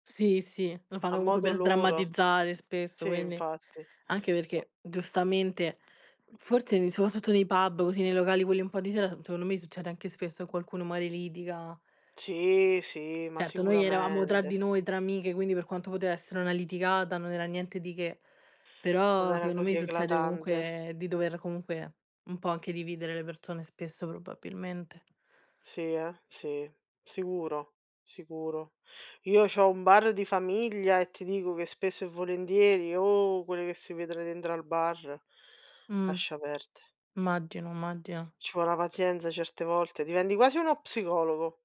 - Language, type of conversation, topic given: Italian, unstructured, Quale ricordo ti fa sempre sorridere?
- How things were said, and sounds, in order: background speech; unintelligible speech; tapping; other background noise; unintelligible speech; stressed: "oh"; "Immagino" said as "maggino"; "immagino" said as "immaggina"